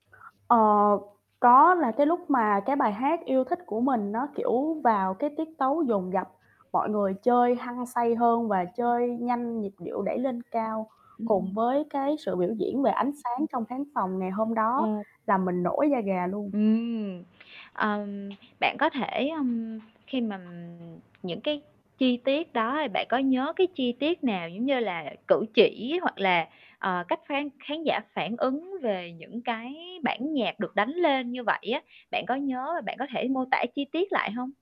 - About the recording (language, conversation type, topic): Vietnamese, podcast, Bạn có thể kể về một buổi hòa nhạc khiến bạn nhớ mãi không?
- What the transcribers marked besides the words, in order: static; other background noise; distorted speech; tapping